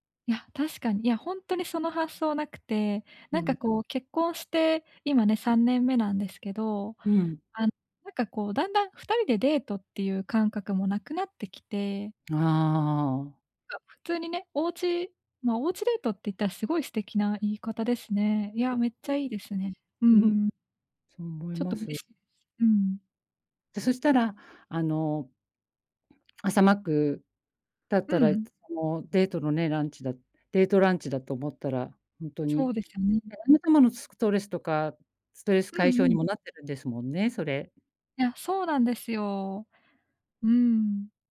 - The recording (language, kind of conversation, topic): Japanese, advice, 忙しくてついジャンクフードを食べてしまう
- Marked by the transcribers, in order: other background noise; chuckle